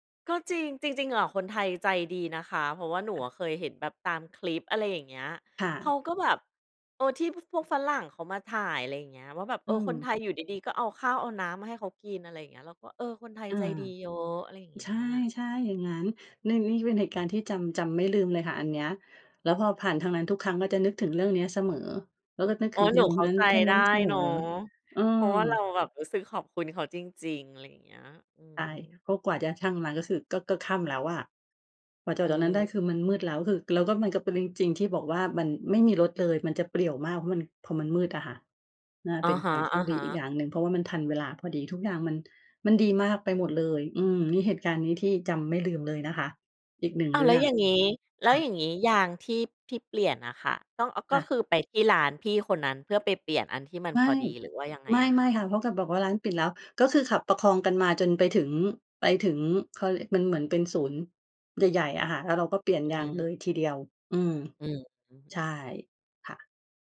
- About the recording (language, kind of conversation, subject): Thai, podcast, คุณเคยเจอคนใจดีช่วยเหลือระหว่างเดินทางไหม เล่าให้ฟังหน่อย?
- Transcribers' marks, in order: background speech